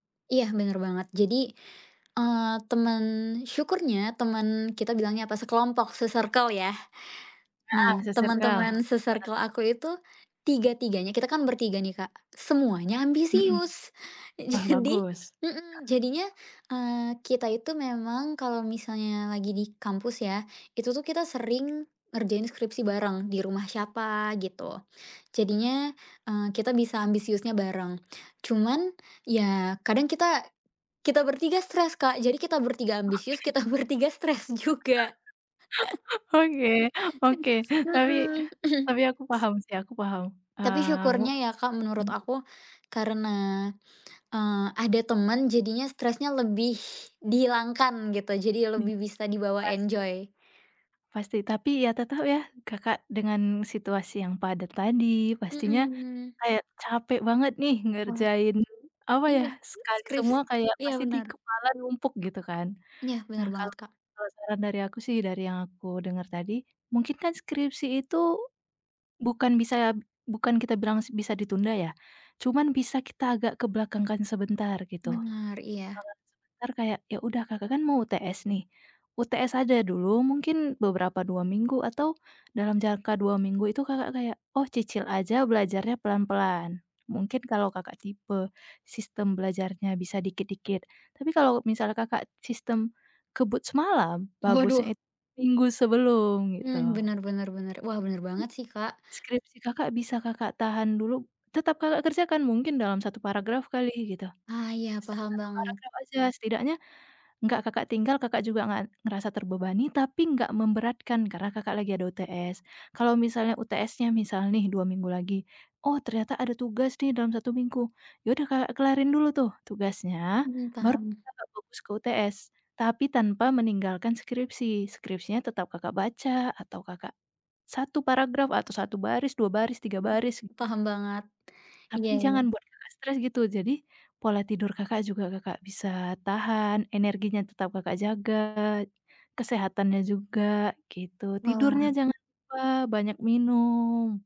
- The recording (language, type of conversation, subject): Indonesian, advice, Mengapa Anda merasa stres karena tenggat kerja yang menumpuk?
- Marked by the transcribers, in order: background speech; other background noise; laughing while speaking: "Jadi"; laughing while speaking: "Oke"; laughing while speaking: "bertiga"; laugh; chuckle; chuckle; in English: "enjoy"; drawn out: "minum"